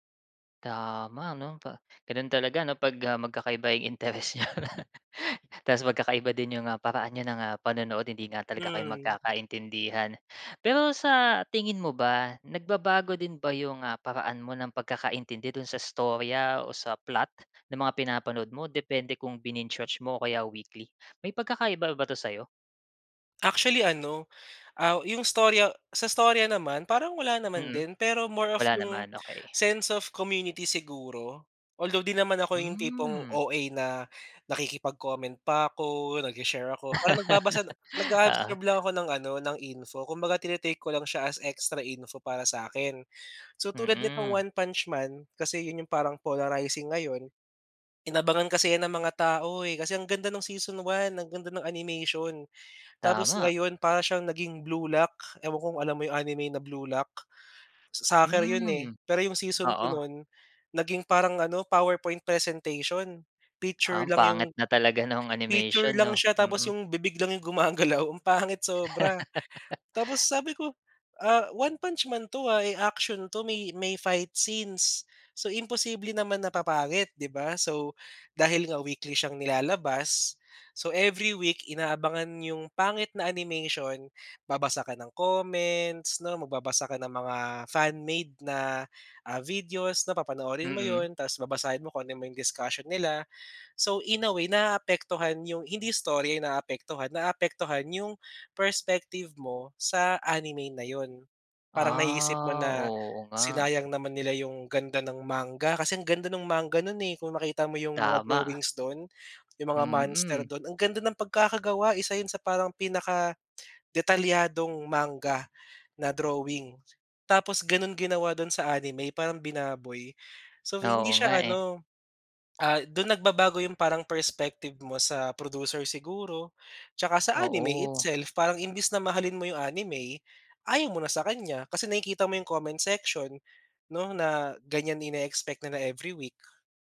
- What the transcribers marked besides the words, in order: laughing while speaking: "niyo"; in English: "sense of community"; laugh; in English: "polarizing"; tapping; laugh; laughing while speaking: "gumagalaw"; drawn out: "Ah"
- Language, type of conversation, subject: Filipino, podcast, Paano nag-iiba ang karanasan mo kapag sunod-sunod mong pinapanood ang isang serye kumpara sa panonood ng tig-isang episode bawat linggo?